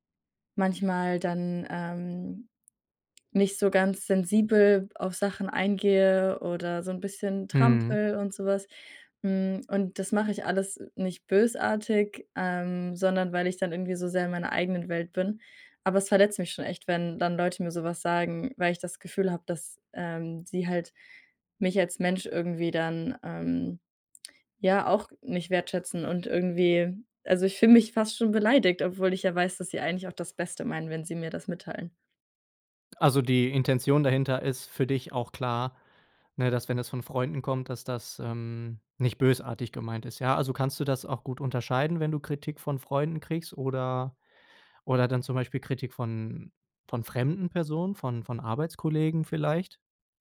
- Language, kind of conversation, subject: German, advice, Warum fällt es mir schwer, Kritik gelassen anzunehmen, und warum werde ich sofort defensiv?
- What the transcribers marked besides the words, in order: none